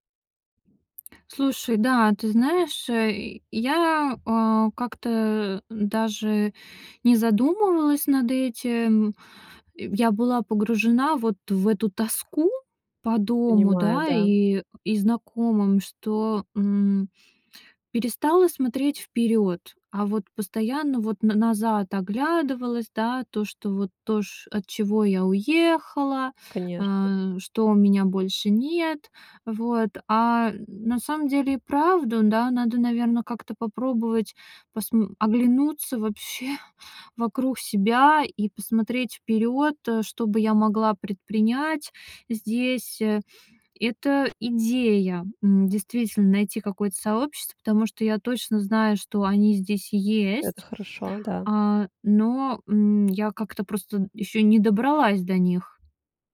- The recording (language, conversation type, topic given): Russian, advice, Как вы переживаете тоску по дому и близким после переезда в другой город или страну?
- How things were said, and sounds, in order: other background noise; tapping; laughing while speaking: "вообще"